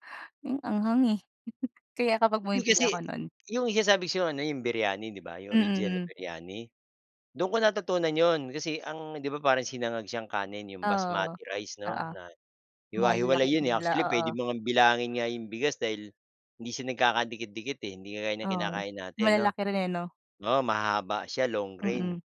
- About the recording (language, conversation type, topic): Filipino, unstructured, Ano ang pinaka-masarap o pinaka-kakaibang pagkain na nasubukan mo?
- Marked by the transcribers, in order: other background noise